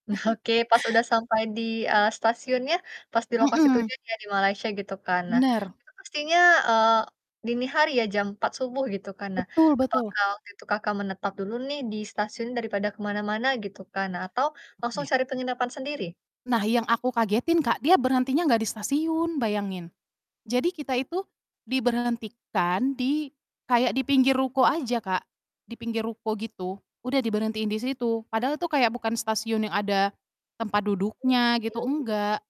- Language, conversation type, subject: Indonesian, podcast, Bagaimana rasanya bepergian sendiri untuk pertama kalinya bagi kamu?
- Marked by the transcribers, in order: static; chuckle; distorted speech; tapping